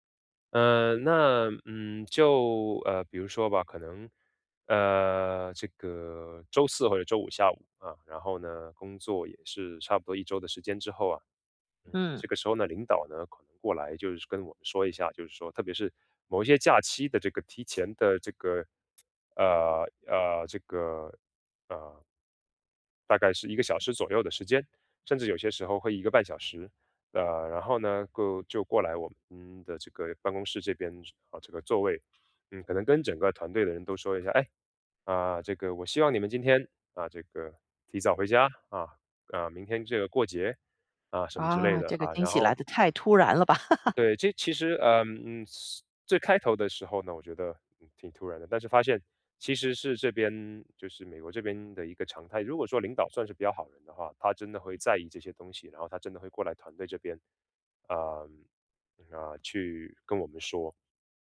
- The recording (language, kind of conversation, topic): Chinese, podcast, 能聊聊你日常里的小确幸吗？
- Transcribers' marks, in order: other background noise; tapping; laugh